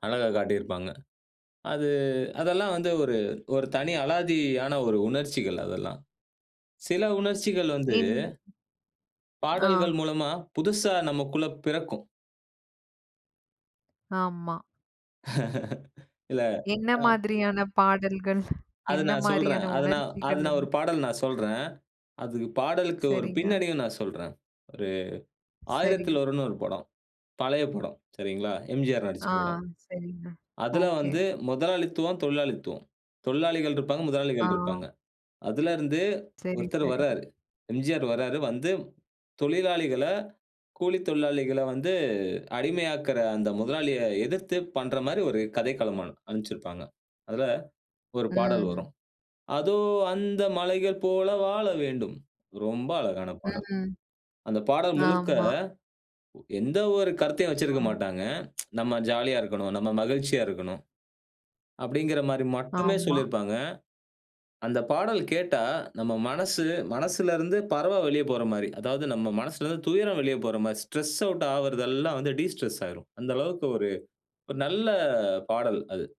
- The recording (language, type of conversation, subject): Tamil, podcast, படங்களில் கேட்கும் பாடல்கள் உங்களை எவ்வளவு பாதிக்கின்றன?
- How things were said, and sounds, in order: other background noise; laugh; tapping; "கதைக்களமா அத" said as "கதைக்களமான"; "பறவை" said as "மலைகள்"; in English: "ஸ்ட்ரெஸ் அவுட்"; in English: "டிஸ்ட்ரெஸ்"